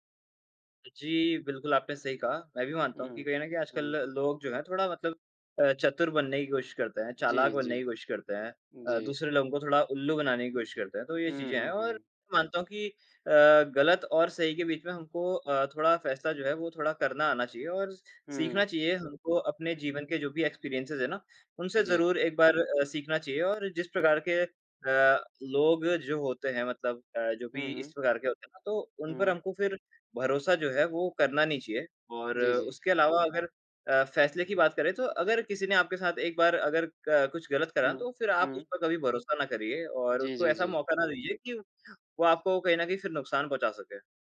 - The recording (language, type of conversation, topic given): Hindi, unstructured, आपके लिए सही और गलत का निर्णय कैसे होता है?
- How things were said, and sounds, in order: in English: "एक्सपीरियंसेज़"